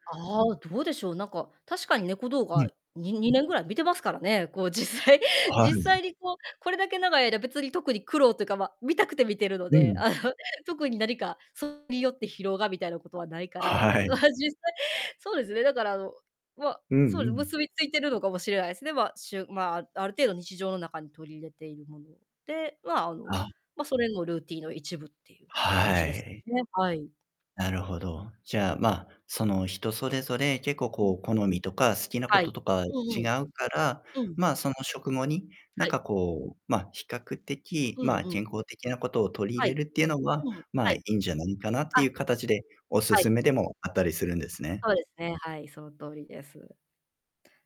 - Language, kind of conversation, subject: Japanese, podcast, 食後に必ずすることはありますか？
- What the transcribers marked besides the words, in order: laughing while speaking: "こう実際"; distorted speech; laughing while speaking: "あの"; laughing while speaking: "ま、実際"